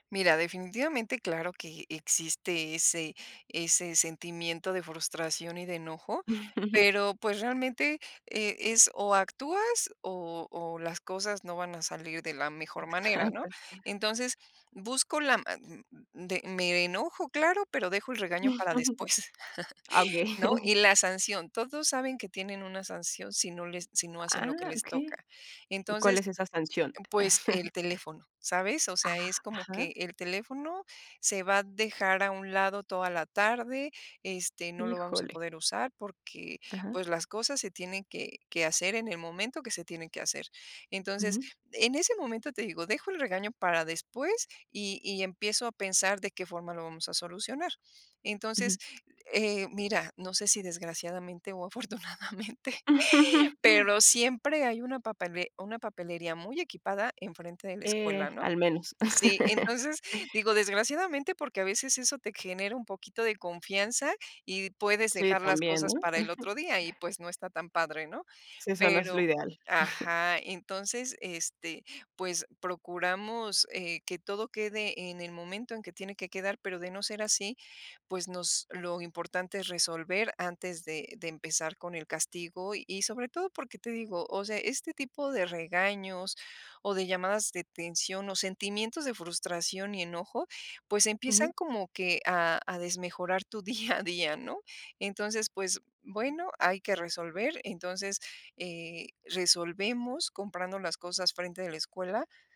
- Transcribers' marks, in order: chuckle; other background noise; chuckle; chuckle; chuckle; laughing while speaking: "afortunadamente"; chuckle; laugh; chuckle; chuckle
- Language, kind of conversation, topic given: Spanish, podcast, ¿Cómo manejan las prisas de la mañana con niños?